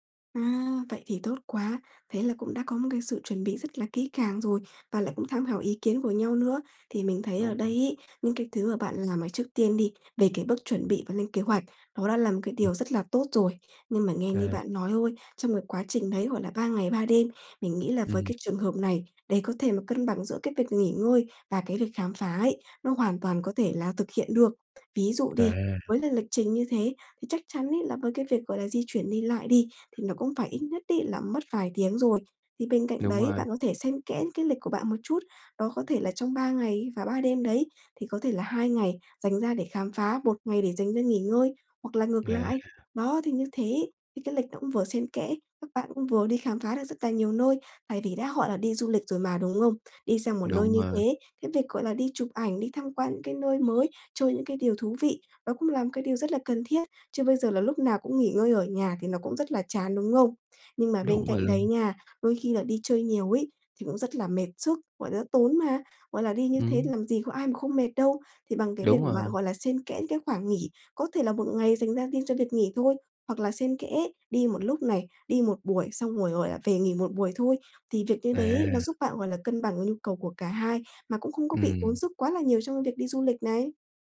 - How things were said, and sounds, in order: tapping; other background noise; horn
- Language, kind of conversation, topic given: Vietnamese, advice, Làm sao để cân bằng giữa nghỉ ngơi và khám phá khi đi du lịch?